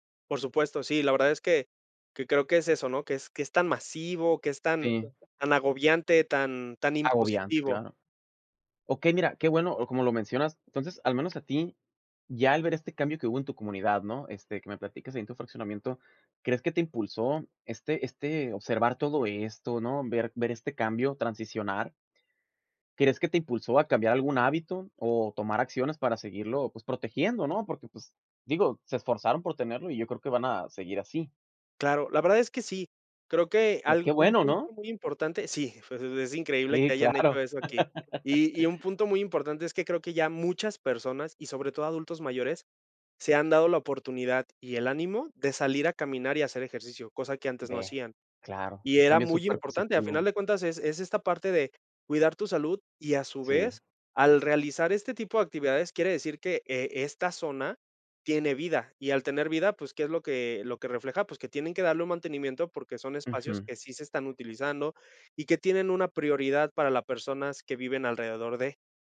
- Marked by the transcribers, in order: background speech; laugh
- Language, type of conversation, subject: Spanish, podcast, ¿Has notado cambios en la naturaleza cerca de casa?